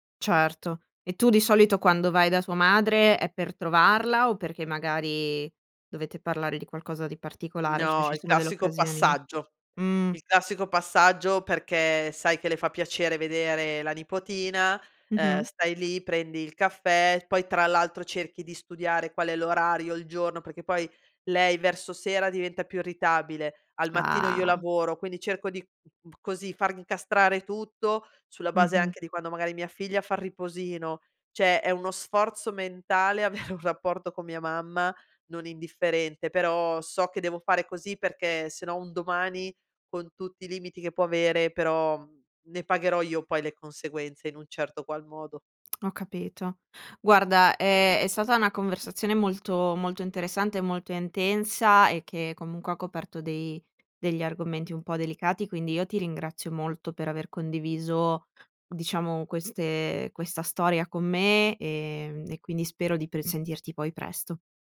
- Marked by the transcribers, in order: "Cioè" said as "ceh"; "irritabile" said as "ritabile"; stressed: "Ah"; "il" said as "l"; "cioè" said as "ceh"; laughing while speaking: "avere"
- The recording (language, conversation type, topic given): Italian, podcast, Come stabilire dei limiti con parenti invadenti?